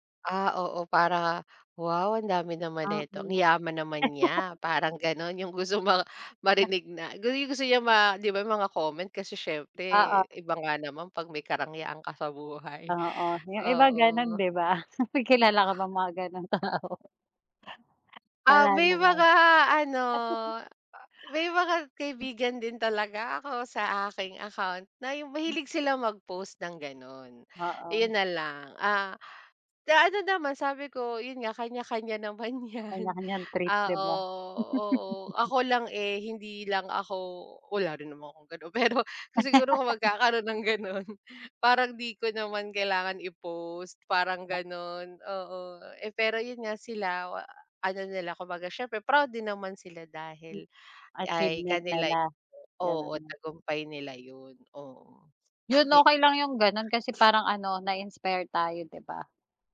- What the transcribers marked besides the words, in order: laugh; laughing while speaking: "tao?"; laugh; other background noise; laugh; laugh
- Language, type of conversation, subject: Filipino, unstructured, Ano ang palagay mo sa paraan ng pagpapakita ng sarili sa sosyal na midya?